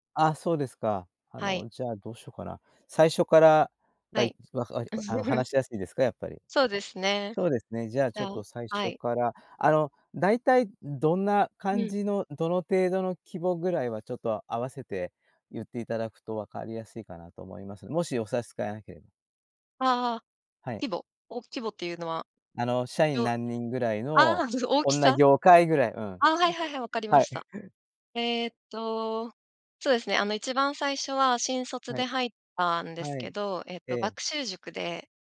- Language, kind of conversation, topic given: Japanese, podcast, 長く勤めた会社を辞める決断は、どのようにして下したのですか？
- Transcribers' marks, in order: unintelligible speech; chuckle; other background noise; chuckle; chuckle